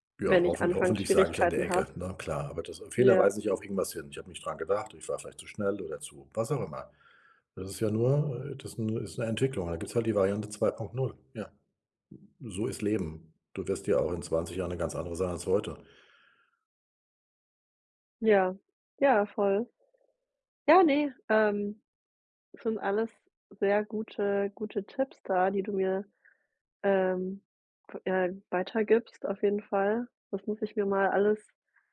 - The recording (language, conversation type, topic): German, advice, Wie kann ich die Angst vor dem Scheitern beim Anfangen überwinden?
- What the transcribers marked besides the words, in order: tapping